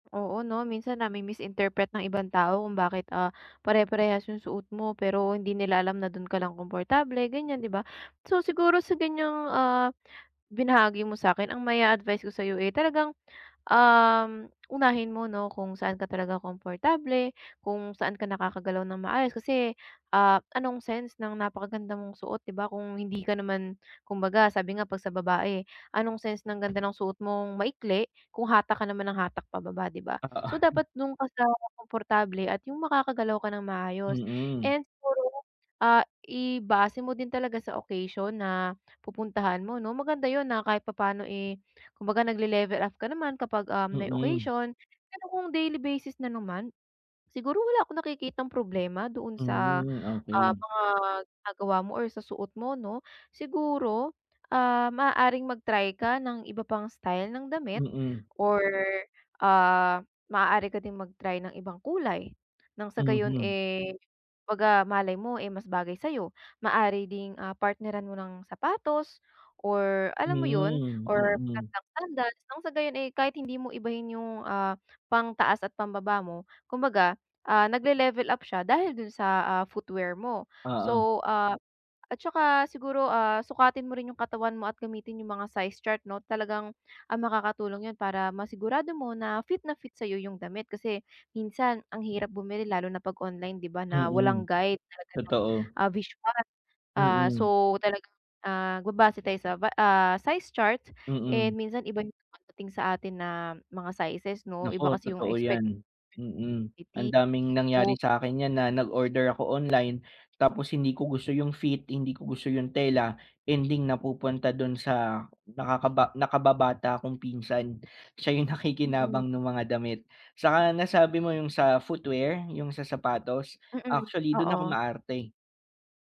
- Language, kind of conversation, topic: Filipino, advice, Paano ako makakahanap ng damit na akma at bagay sa akin?
- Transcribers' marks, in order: other background noise